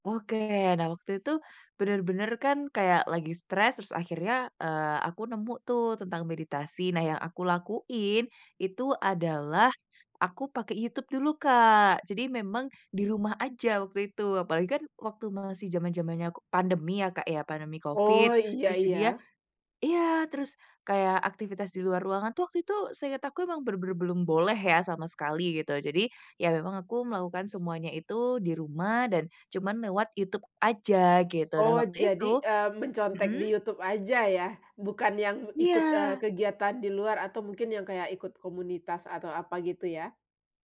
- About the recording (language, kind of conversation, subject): Indonesian, podcast, Bagaimana pengalaman pertamamu saat mencoba meditasi, dan seperti apa rasanya?
- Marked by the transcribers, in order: none